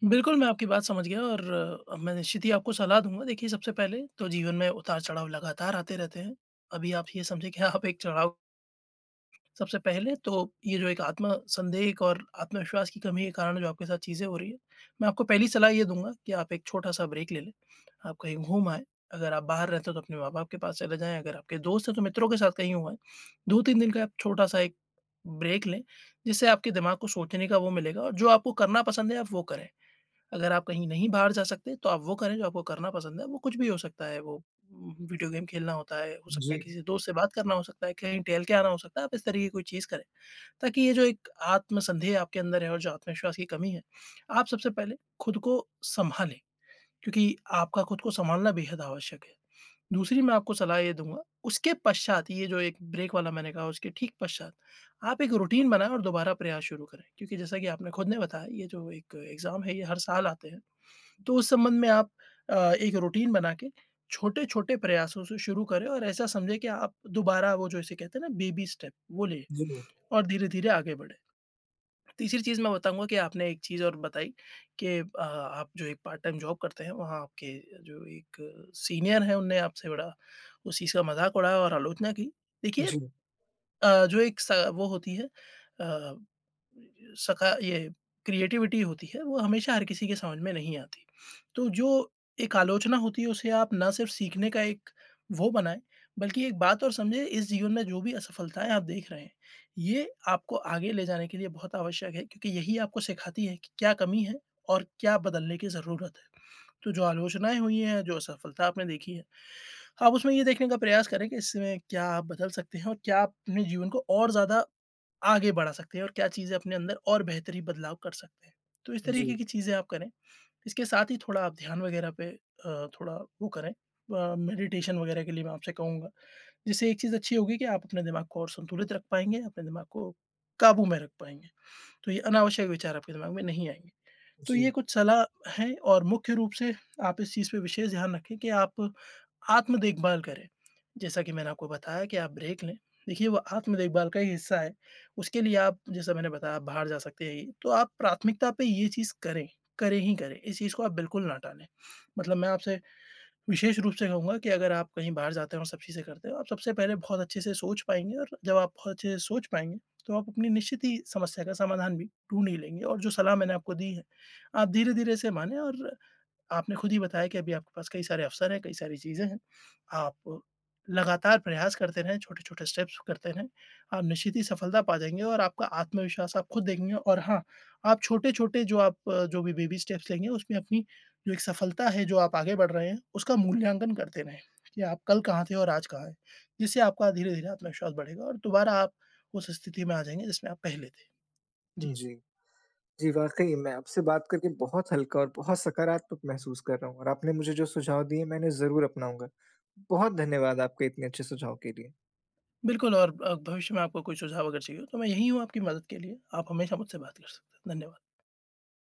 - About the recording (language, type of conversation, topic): Hindi, advice, आत्म-संदेह से निपटना और आगे बढ़ना
- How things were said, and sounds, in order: laughing while speaking: "आप एक चढ़ाव"; in English: "ब्रेक"; in English: "ब्रेक"; in English: "गेम"; in English: "ब्रेक"; in English: "रूटीन"; in English: "एक्ज़ाम"; in English: "रूटीन"; in English: "बेबी स्टेप"; in English: "पार्ट टाइम जॉब"; in English: "सीनियर"; in English: "क्रिएटिविटी"; in English: "मेडिटेशन"; in English: "ब्रेक"; sniff; in English: "स्टेप्स"; in English: "बेबी स्टेप्स"